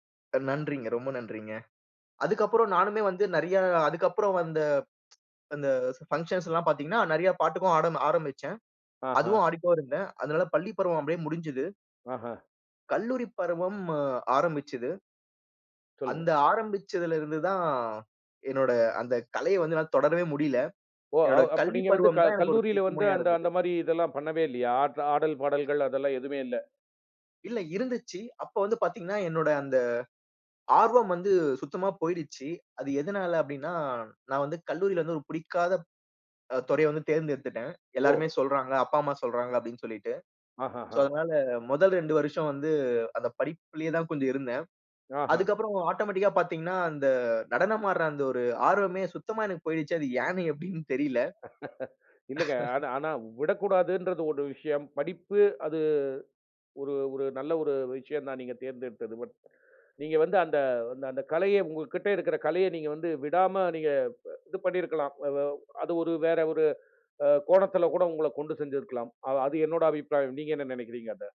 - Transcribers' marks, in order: tsk; in English: "பங்க்ஷன்ஸ்லாம்"; "ஆடிட்டு" said as "ஆடிக்கோ"; "துறைய" said as "தொறைய"; in English: "ஆட்டோமேட்டிக்கா"; laugh
- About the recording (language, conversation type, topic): Tamil, podcast, உன் கலைப் பயணத்தில் ஒரு திருப்புத்தான் இருந்ததா? அது என்ன?